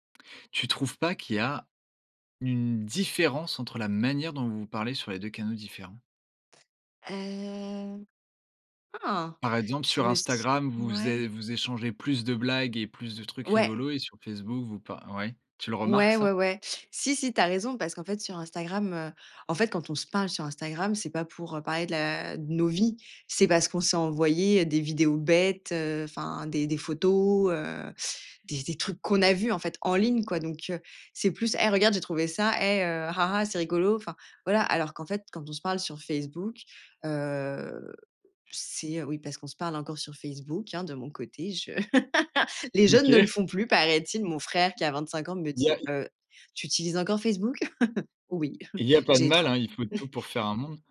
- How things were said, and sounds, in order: drawn out: "Hem"; laugh; chuckle
- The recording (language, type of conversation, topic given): French, podcast, Tu préfères écrire, appeler ou faire une visioconférence pour communiquer ?